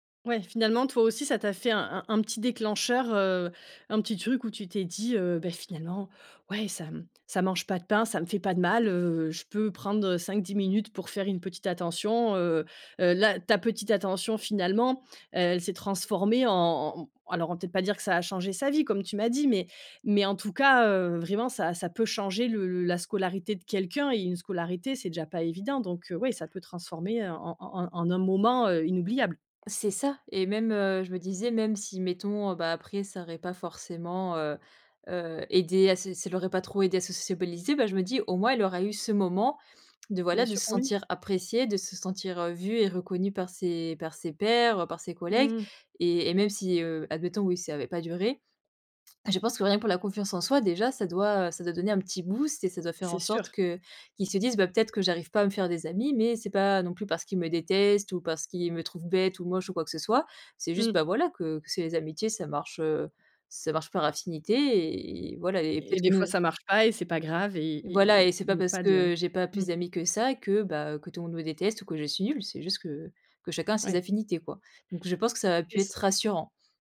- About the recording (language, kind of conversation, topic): French, podcast, As-tu déjà vécu un moment de solidarité qui t’a profondément ému ?
- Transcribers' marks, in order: tapping; other background noise; drawn out: "et"